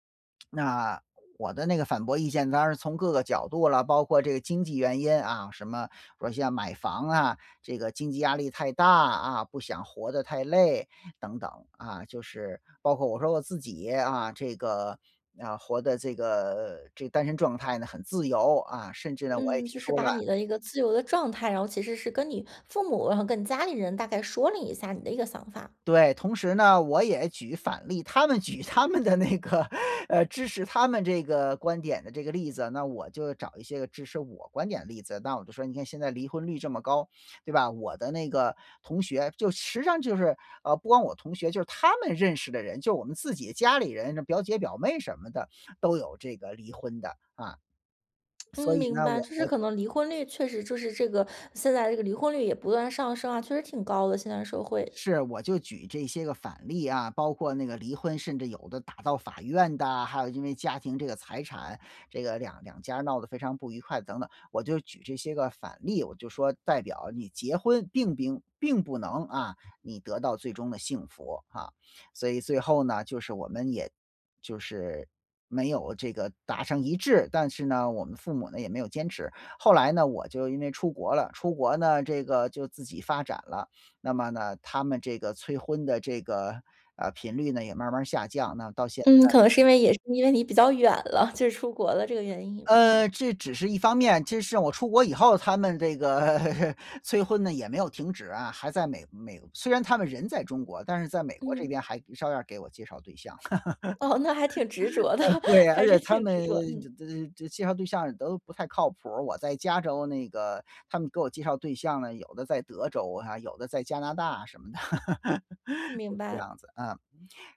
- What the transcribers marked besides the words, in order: laughing while speaking: "举他们的那个，呃"; lip smack; other background noise; laughing while speaking: "远了，就是出国了"; laughing while speaking: "这个"; laughing while speaking: "哦，那还挺执着的"; laugh; laugh
- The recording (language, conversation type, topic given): Chinese, podcast, 家里出现代沟时，你会如何处理？